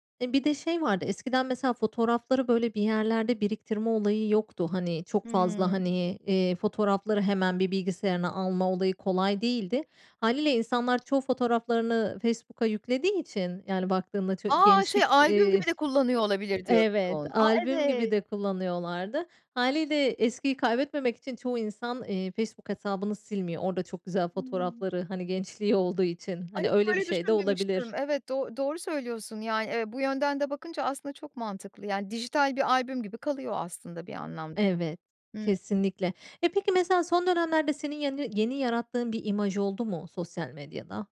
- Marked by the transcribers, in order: other background noise
- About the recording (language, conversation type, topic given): Turkish, podcast, Sosyal medyada kendine yeni bir imaj oluştururken nelere dikkat edersin?
- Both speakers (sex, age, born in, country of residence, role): female, 35-39, Turkey, Spain, host; female, 55-59, Turkey, Poland, guest